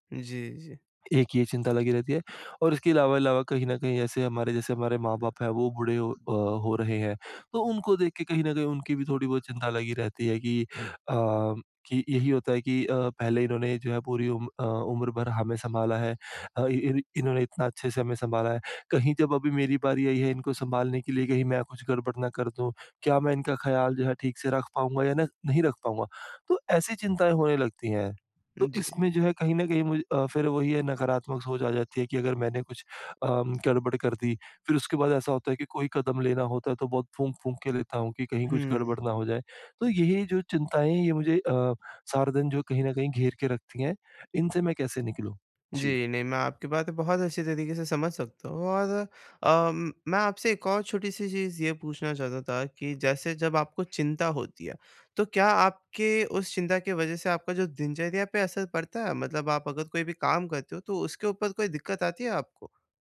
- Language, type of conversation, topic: Hindi, advice, क्या चिंता होना सामान्य है और मैं इसे स्वस्थ तरीके से कैसे स्वीकार कर सकता/सकती हूँ?
- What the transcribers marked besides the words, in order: none